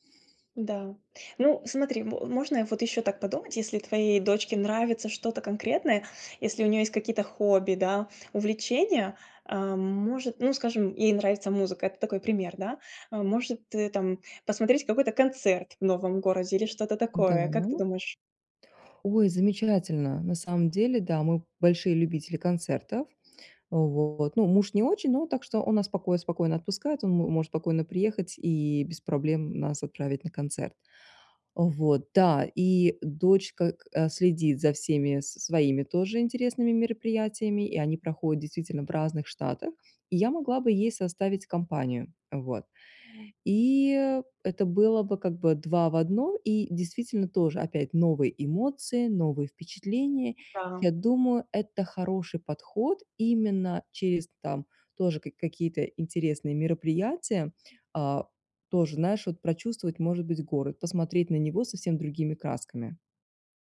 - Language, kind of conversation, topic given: Russian, advice, Как справиться с тревогой из-за мировых новостей?
- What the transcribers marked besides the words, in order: other background noise